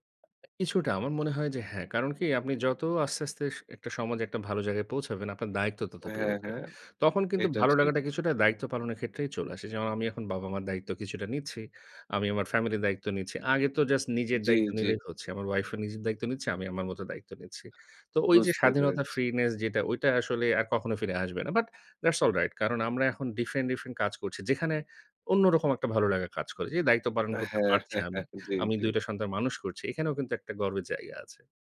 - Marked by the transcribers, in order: in English: "বাট দ্যাটস অলরাইট"; laughing while speaking: "হ্যাঁ"
- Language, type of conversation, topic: Bengali, podcast, জীবনে আপনার সবচেয়ে গর্বের মুহূর্ত কোনটি—সেটা কি আমাদের শোনাবেন?